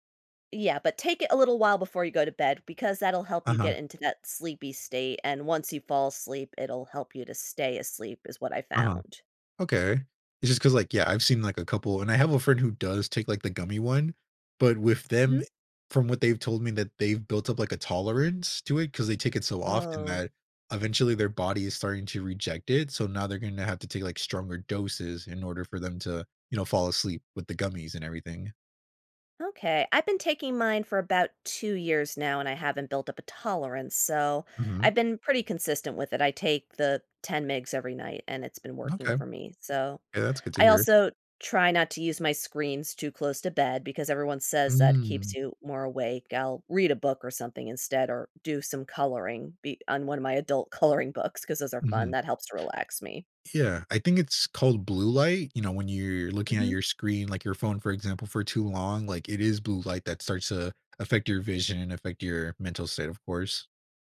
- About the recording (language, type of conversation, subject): English, unstructured, How can I use better sleep to improve my well-being?
- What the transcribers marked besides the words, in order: tapping